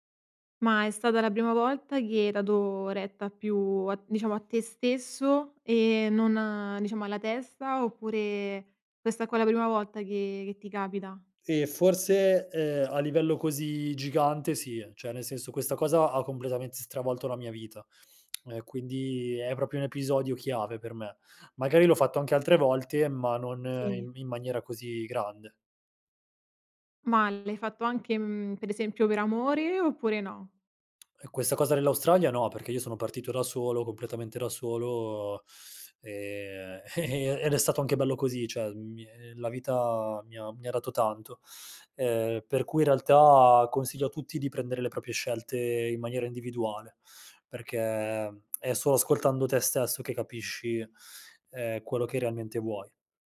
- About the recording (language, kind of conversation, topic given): Italian, podcast, Raccontami di una volta in cui hai seguito il tuo istinto: perché hai deciso di fidarti di quella sensazione?
- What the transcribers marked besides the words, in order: "Cioè" said as "ceh"; teeth sucking; laughing while speaking: "ehm"; tongue click